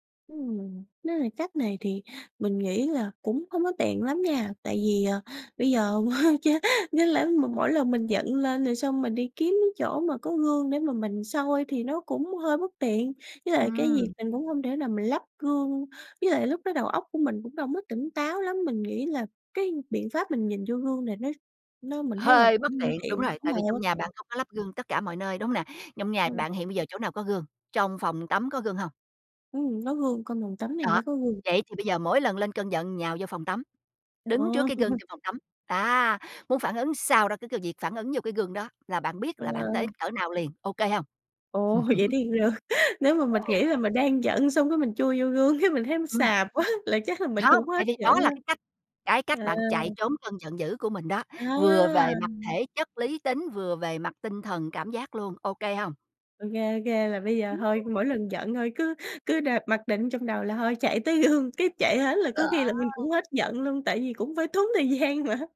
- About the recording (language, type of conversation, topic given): Vietnamese, advice, Tại sao tôi thường phản ứng tức giận quá mức khi xảy ra xung đột, và tôi có thể làm gì để kiểm soát tốt hơn?
- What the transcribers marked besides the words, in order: tapping; chuckle; laughing while speaking: "cha"; other background noise; chuckle; laughing while speaking: "Ồ!"; laugh; laughing while speaking: "ờ"; other noise; laughing while speaking: "quá"; drawn out: "À!"; laughing while speaking: "gương"; laughing while speaking: "mà"